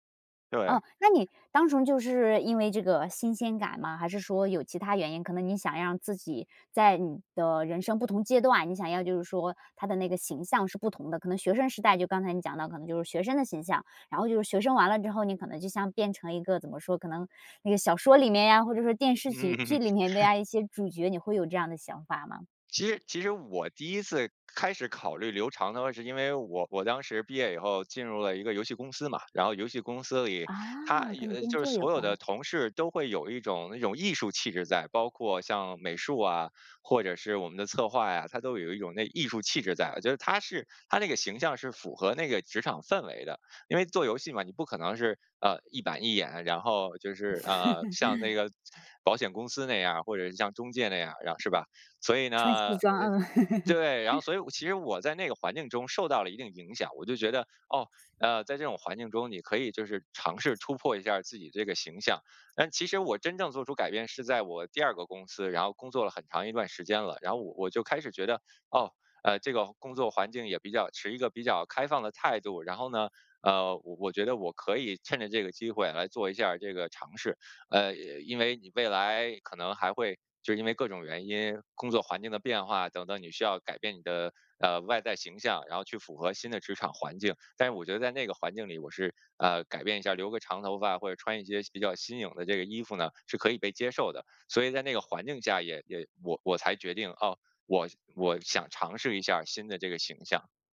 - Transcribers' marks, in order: "单纯" said as "当纯"; chuckle; other background noise; chuckle; laugh
- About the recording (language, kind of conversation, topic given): Chinese, podcast, 你能分享一次改变形象的经历吗？